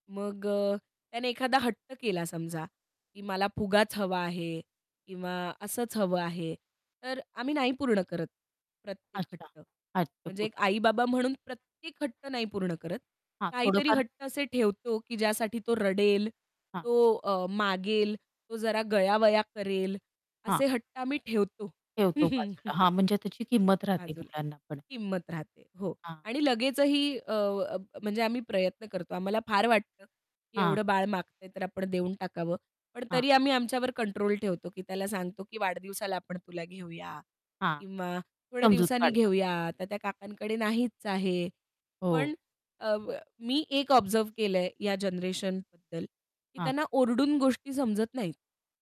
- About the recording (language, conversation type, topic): Marathi, podcast, मुलं वाढवण्याच्या पद्धती पिढीनुसार कशा बदलतात?
- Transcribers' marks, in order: static; other background noise; distorted speech; unintelligible speech; laugh; in English: "ऑब्झर्व्ह"